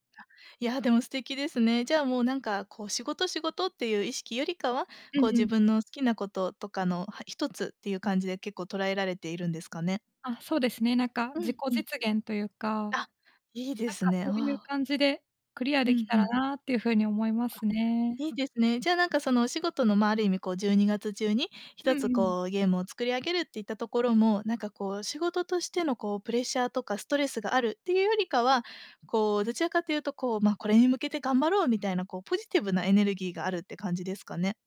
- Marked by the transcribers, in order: none
- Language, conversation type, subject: Japanese, advice, 複数の目標があって優先順位をつけられず、混乱してしまうのはなぜですか？